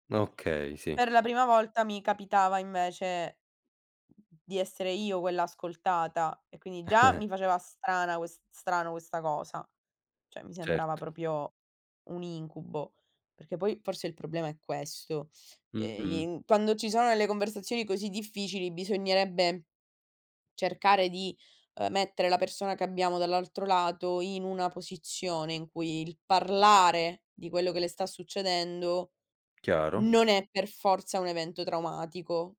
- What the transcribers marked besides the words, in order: other noise; chuckle; "Certo" said as "cert"; tapping
- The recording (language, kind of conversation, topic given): Italian, podcast, Come mostri empatia durante una conversazione difficile?